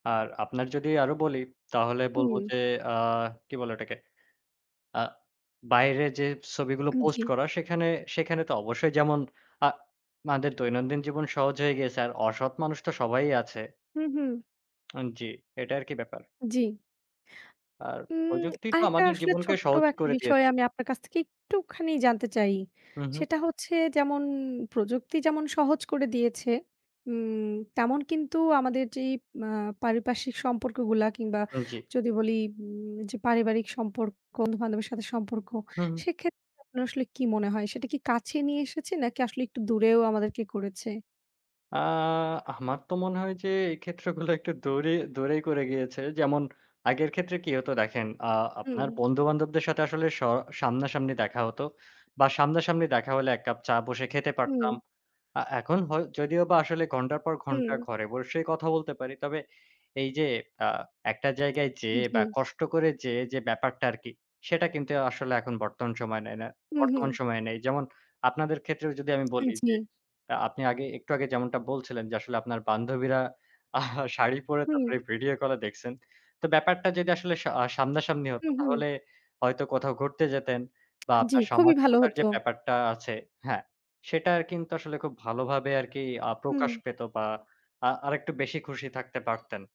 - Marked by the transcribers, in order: other street noise; laughing while speaking: "ক্ষেত্রগুলো"; tapping; chuckle; horn
- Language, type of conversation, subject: Bengali, unstructured, আপনার মনে হয় প্রযুক্তি আমাদের জীবন কতটা সহজ করেছে, আর আজকের প্রযুক্তি কি আমাদের স্বাধীনতা কমিয়ে দিচ্ছে?